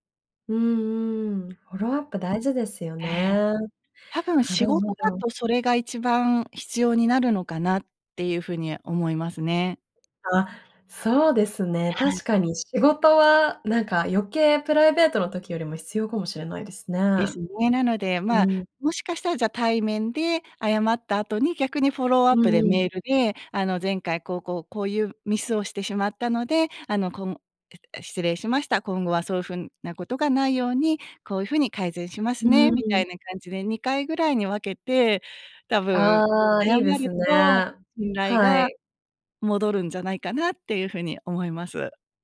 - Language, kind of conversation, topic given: Japanese, podcast, うまく謝るために心がけていることは？
- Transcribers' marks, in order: unintelligible speech; tapping